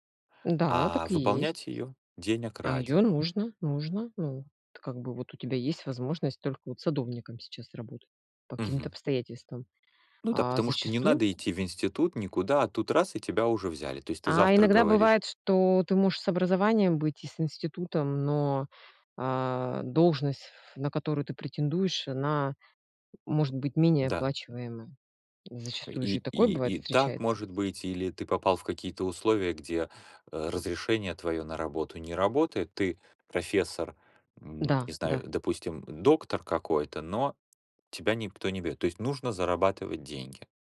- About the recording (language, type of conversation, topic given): Russian, unstructured, Почему многие люди недовольны своей работой?
- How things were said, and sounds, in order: tapping; other background noise